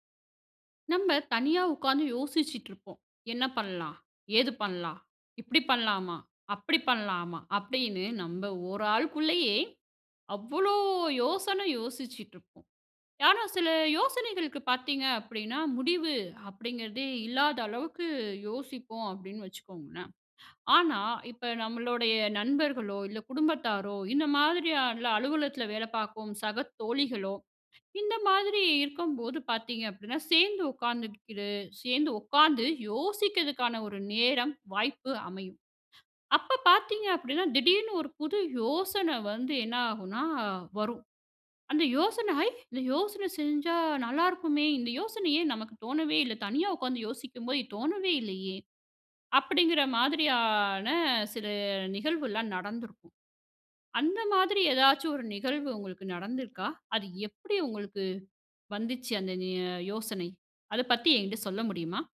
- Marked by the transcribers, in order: "நம்ம" said as "நம்ப"; "என்கிட்ட" said as "என்ட"
- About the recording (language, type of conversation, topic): Tamil, podcast, சேர்ந்து யோசிக்கும்போது புதிய யோசனைகள் எப்படிப் பிறக்கின்றன?